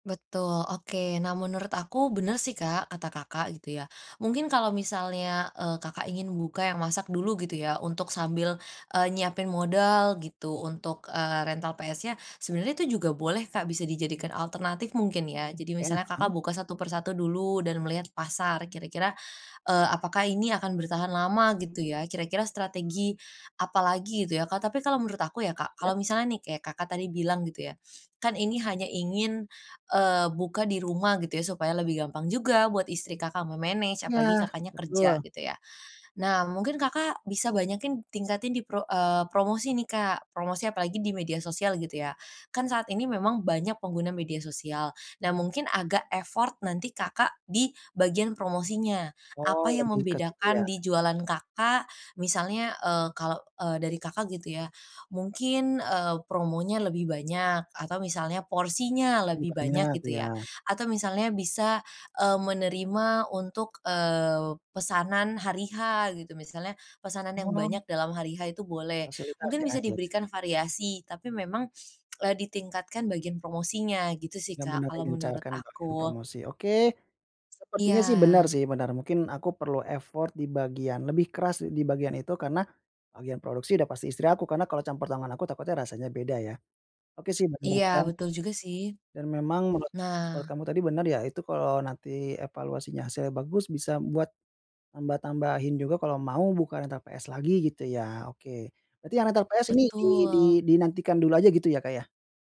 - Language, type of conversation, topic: Indonesian, advice, Bagaimana cara memulai hal baru meski masih ragu dan takut gagal?
- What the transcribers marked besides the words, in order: tapping; in English: "me-manage"; in English: "effort"; other background noise; tsk; in English: "effort"